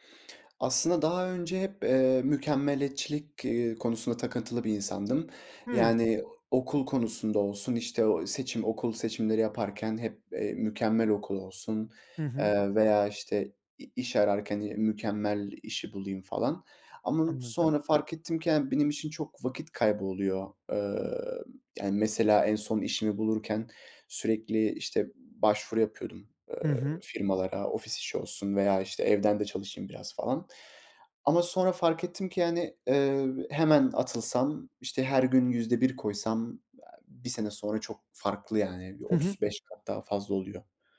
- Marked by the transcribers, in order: other noise
- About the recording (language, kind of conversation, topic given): Turkish, podcast, Seçim yaparken 'mükemmel' beklentisini nasıl kırarsın?